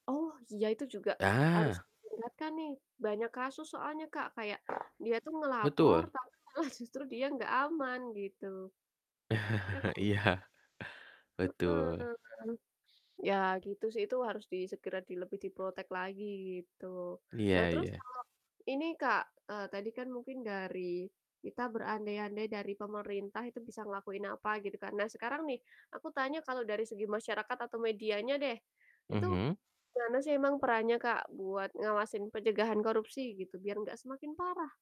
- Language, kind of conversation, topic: Indonesian, unstructured, Bagaimana seharusnya pemerintah menangani masalah korupsi?
- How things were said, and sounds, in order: static; distorted speech; other background noise; laughing while speaking: "malah"; chuckle; laughing while speaking: "Iya"; in English: "di-protect"